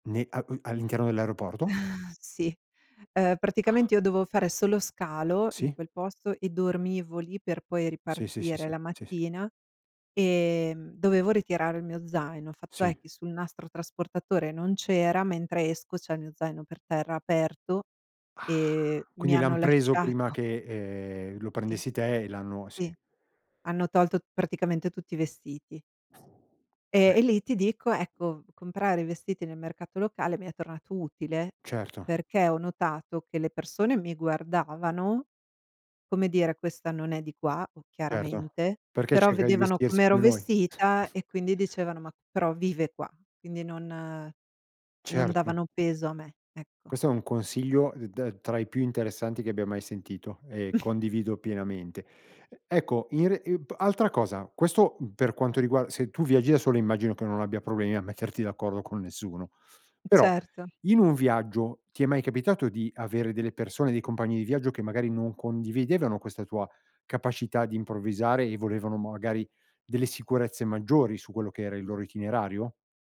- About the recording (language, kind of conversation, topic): Italian, podcast, Come bilanci la pianificazione e la spontaneità quando viaggi?
- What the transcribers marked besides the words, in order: chuckle; exhale; surprised: "Ah!"; laughing while speaking: "lasciato"; blowing; chuckle; chuckle